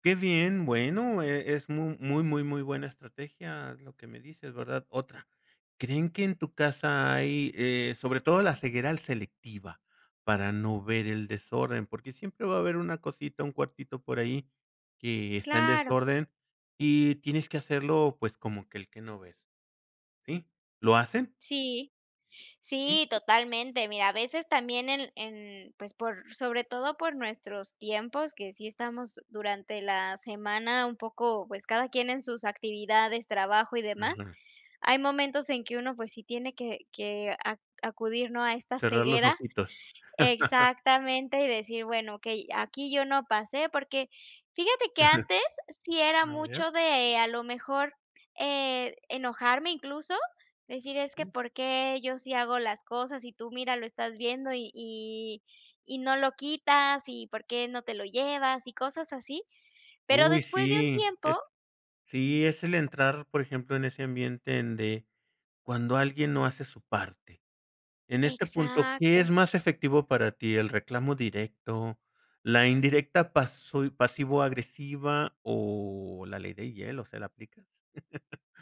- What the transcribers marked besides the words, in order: chuckle; chuckle; tapping; chuckle
- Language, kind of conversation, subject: Spanish, podcast, ¿Cómo organizas las tareas del hogar en familia?